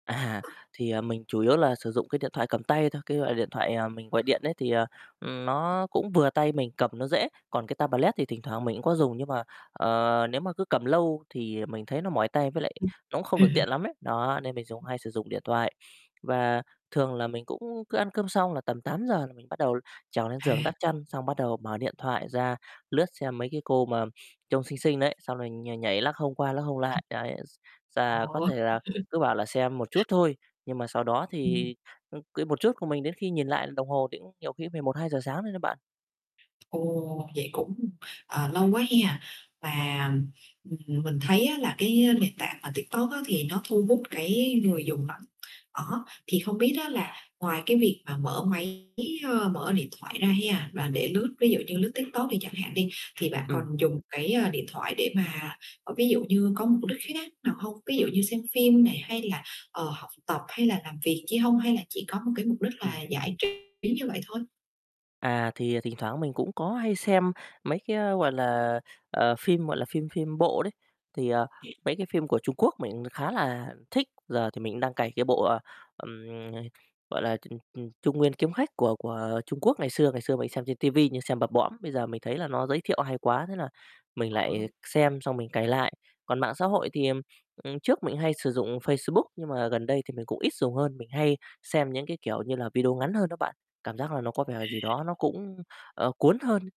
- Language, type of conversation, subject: Vietnamese, advice, Bạn có thường thức khuya vì dùng điện thoại hoặc thiết bị điện tử trước khi ngủ không?
- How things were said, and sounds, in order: other background noise; in English: "tablet"; distorted speech; chuckle; chuckle; tapping; static; "cũng" said as "ữm"